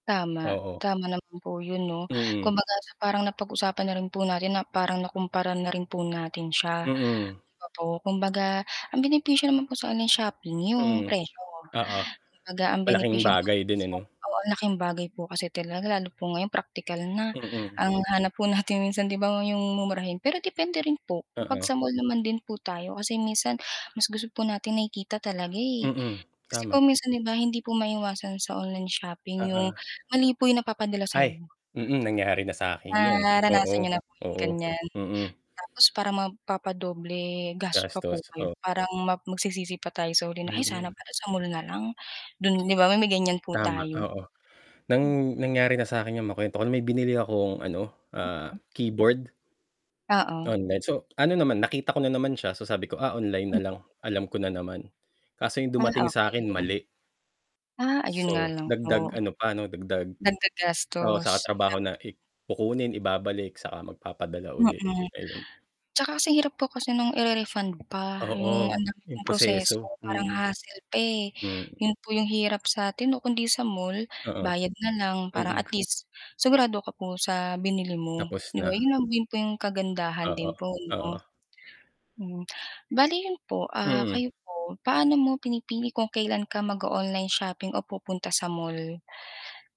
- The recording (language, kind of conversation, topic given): Filipino, unstructured, Mas nasisiyahan ka ba sa pamimili sa internet o sa pamilihan?
- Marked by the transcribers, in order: static; distorted speech; tapping; other background noise; mechanical hum; tongue click